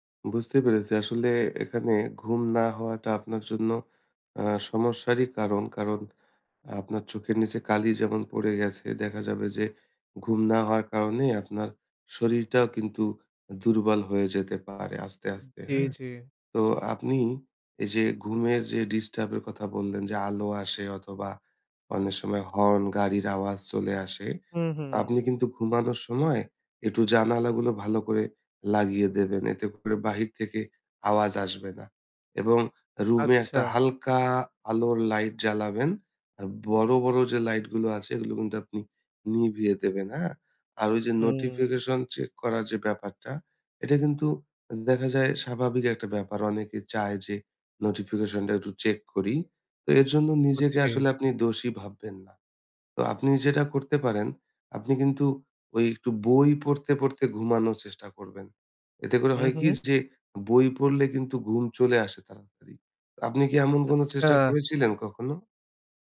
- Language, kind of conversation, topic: Bengali, advice, রাত জেগে থাকার ফলে সকালে অতিরিক্ত ক্লান্তি কেন হয়?
- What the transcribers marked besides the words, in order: "আওয়াজ" said as "আওয়াছ"; "একটু" said as "এটু"; in English: "notification"; in English: "notification"